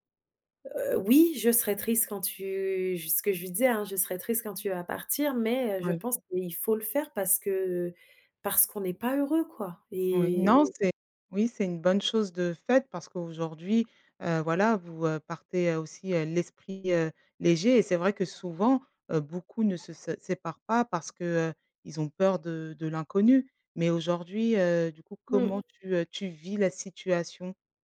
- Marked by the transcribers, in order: none
- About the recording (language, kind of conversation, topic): French, advice, Pourquoi envisagez-vous de quitter une relation stable mais non épanouissante ?